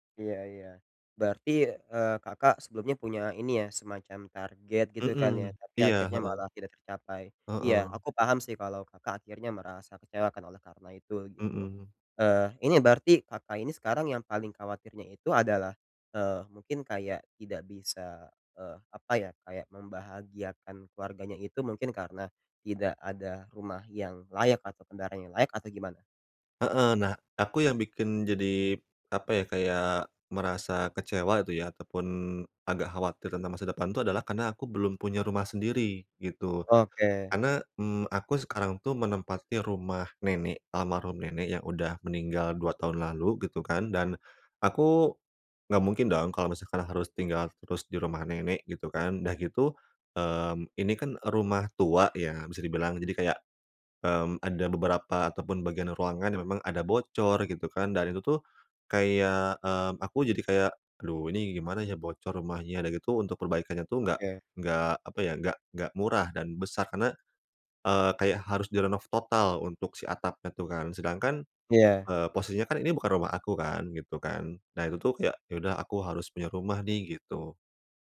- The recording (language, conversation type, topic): Indonesian, advice, Bagaimana cara mengelola kekecewaan terhadap masa depan saya?
- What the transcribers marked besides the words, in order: none